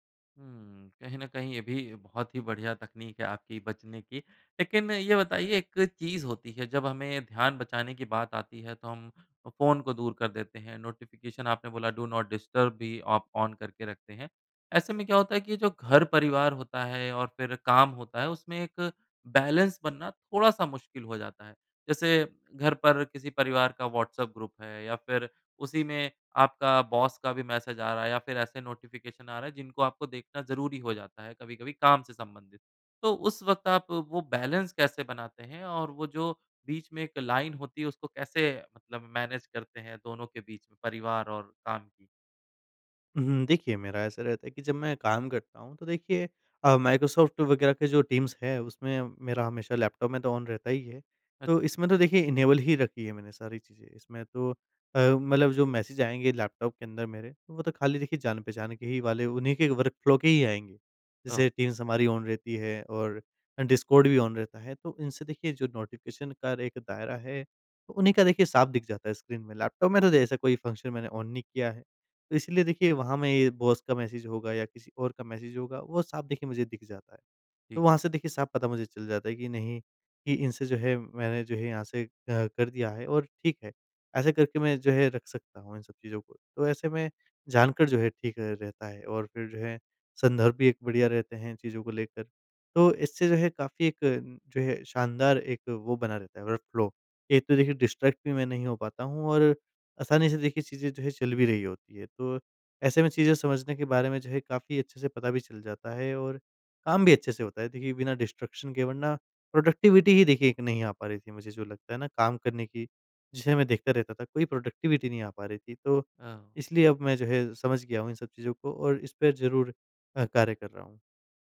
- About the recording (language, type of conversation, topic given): Hindi, podcast, फोन और नोटिफिकेशन से ध्यान भटकने से आप कैसे बचते हैं?
- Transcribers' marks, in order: in English: "नोटिफ़िकेशन"; in English: "डू नॉट डिस्टर्ब"; in English: "ऑन"; in English: "बैलेंस"; in English: "ग्रुप"; in English: "बॉस"; in English: "मैसेज"; in English: "नोटिफ़िकेशन"; in English: "बैलेंस"; in English: "लाइन"; in English: "मैनेज"; in English: "टीम्स"; in English: "ऑन"; in English: "इनेबल"; in English: "मैसेज"; in English: "वर्क फ़्लो"; in English: "टीम्स"; in English: "ऑन"; in English: "डिस्कॉर्ड"; in English: "ऑन"; in English: "नोटिफ़िकेशन"; in English: "स्क्रीन"; in English: "फंक्शन"; in English: "ऑन"; in English: "बॉस"; in English: "मैसेज"; in English: "मैसेज"; in English: "वर्क फ़्लो"; in English: "डिस्ट्रैक्ट"; in English: "डिस्ट्रैक्शन"; in English: "प्रोडक्टिविटी"; in English: "प्रोडक्टिविटी"